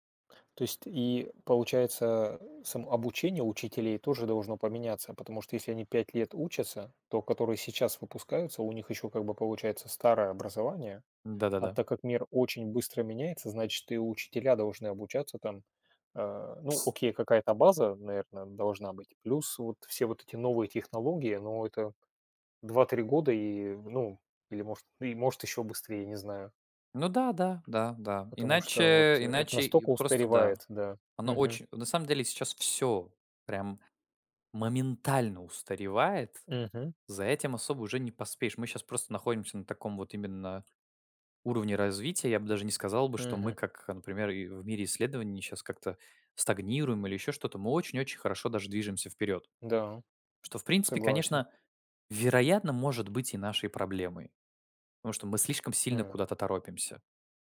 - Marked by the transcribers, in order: tapping
- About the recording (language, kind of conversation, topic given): Russian, unstructured, Почему так много школьников списывают?